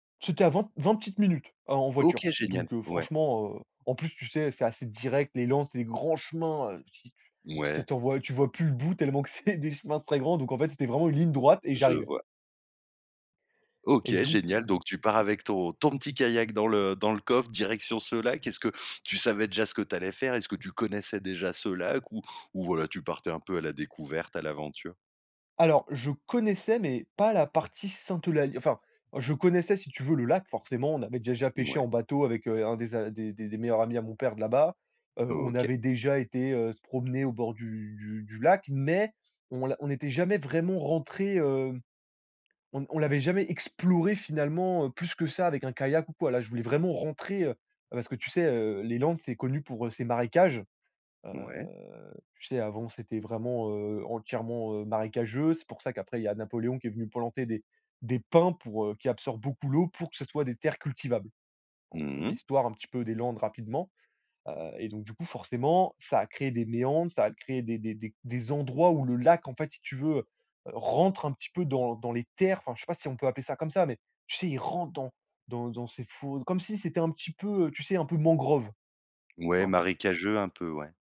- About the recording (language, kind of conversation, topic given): French, podcast, Peux-tu nous raconter une de tes aventures en solo ?
- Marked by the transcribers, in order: chuckle; other background noise; stressed: "pins"; stressed: "terres"; stressed: "rentre"